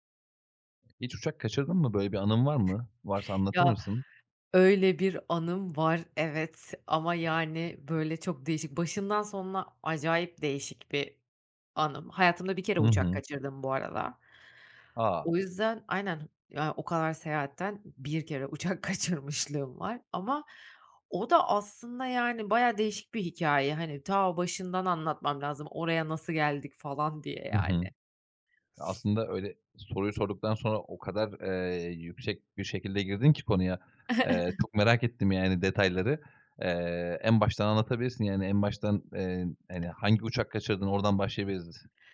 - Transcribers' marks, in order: other noise; other background noise; laughing while speaking: "kaçırmışlığım"; tapping; sniff; giggle
- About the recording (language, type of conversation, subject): Turkish, podcast, Uçağı kaçırdığın bir anın var mı?